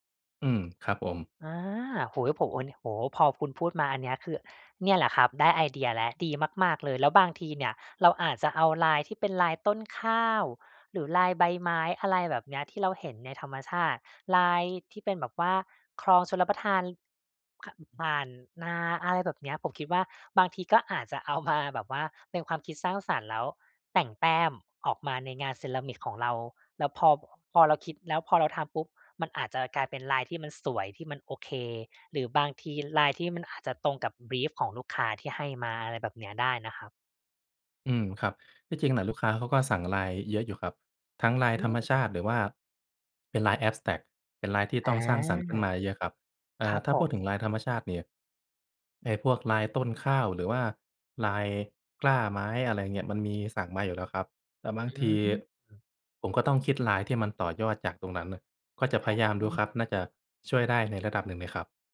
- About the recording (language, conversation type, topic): Thai, advice, ทำอย่างไรให้ทำงานสร้างสรรค์ได้ทุกวันโดยไม่เลิกกลางคัน?
- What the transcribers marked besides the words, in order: tapping; other noise; in English: "บรีฟ"; in English: "แอ็บสแตรกต์"